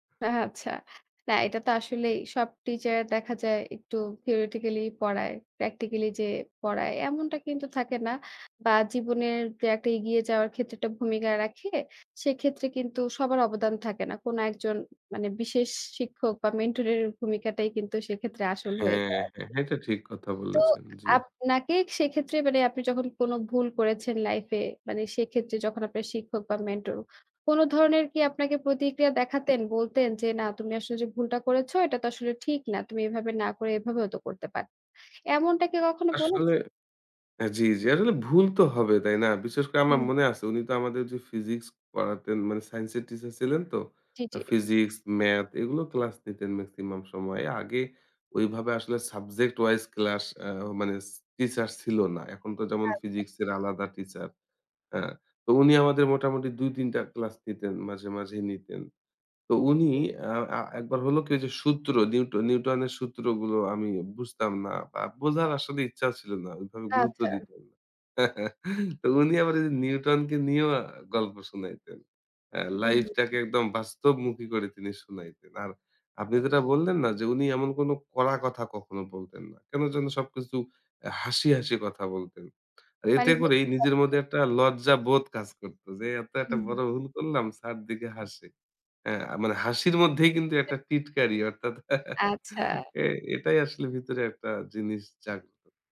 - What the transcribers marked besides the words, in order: other background noise; horn; chuckle; tongue click; unintelligible speech; unintelligible speech; chuckle
- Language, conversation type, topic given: Bengali, podcast, আপনার জীবনে কোনো শিক্ষক বা পথপ্রদর্শকের প্রভাবে আপনি কীভাবে বদলে গেছেন?